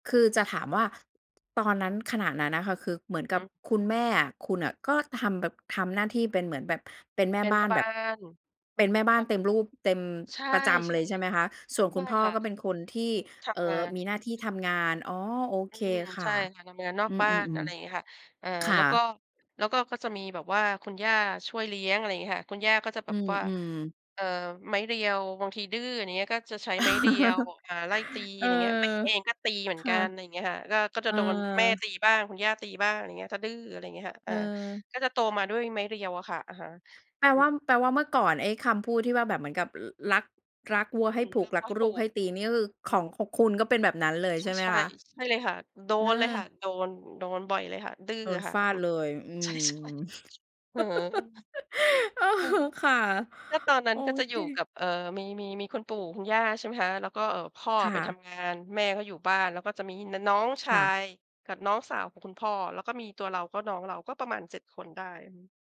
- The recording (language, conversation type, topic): Thai, podcast, คุณเติบโตมาในครอบครัวแบบไหน?
- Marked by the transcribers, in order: chuckle; unintelligible speech; laughing while speaking: "ใช่ ๆ"; unintelligible speech; laugh; laughing while speaking: "เออ"; tapping